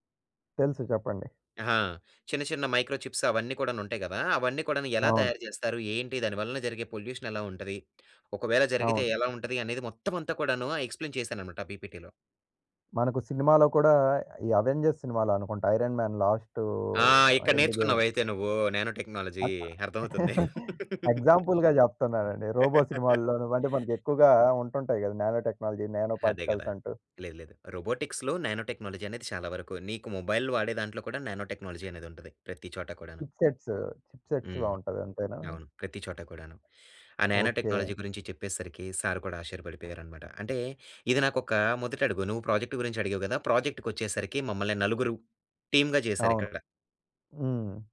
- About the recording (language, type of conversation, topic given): Telugu, podcast, పబ్లిక్ స్పీకింగ్‌లో ధైర్యం పెరగడానికి మీరు ఏ చిట్కాలు సూచిస్తారు?
- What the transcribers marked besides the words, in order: in English: "మైక్రో చిప్స్"; in English: "పొల్యూషన్"; in English: "ఎక్స్‌ప్లైన్"; in English: "పీపీటీ‌లో"; in English: "అవెంజర్స్"; in English: "ఐరన్ మాన్ లాస్టు ఎండ్ గేమ్"; chuckle; in English: "ఎగ్జాంపుల్‌గా"; in English: "రోబో"; laugh; in English: "నానో టెక్నాలజీ, నానో పార్టికల్స్"; in English: "రోబోటిక్స్‌లో నానో టెక్నాలజీ"; in English: "మొబైల్"; in English: "నానో టెక్నాలజీ"; in English: "చిప్ సెట్స్. చిప్ సెట్స్"; in English: "నానో టెక్నాలజీ"; in English: "ప్రాజెక్ట్"; in English: "టీమ్‌గా"